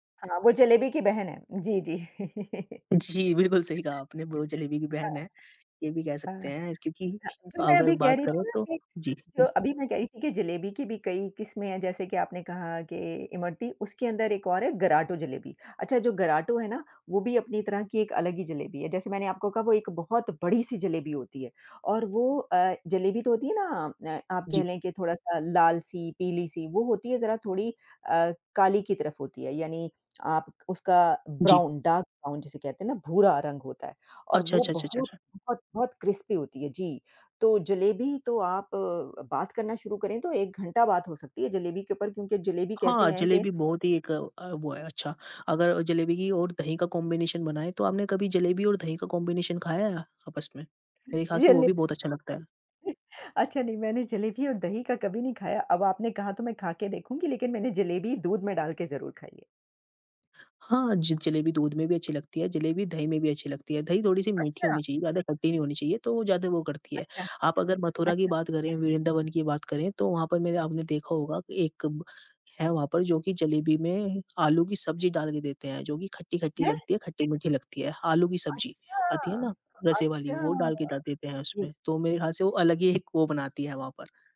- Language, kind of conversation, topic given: Hindi, unstructured, कौन-सा भारतीय व्यंजन आपको सबसे ज़्यादा पसंद है?
- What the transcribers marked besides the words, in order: laughing while speaking: "बिल्कुल"; chuckle; other background noise; in English: "ब्राउन डार्क ब्राउन"; in English: "क्रिस्पी"; in English: "कॉम्बिनेशन"; in English: "कॉम्बिनेशन"; other noise; chuckle; tapping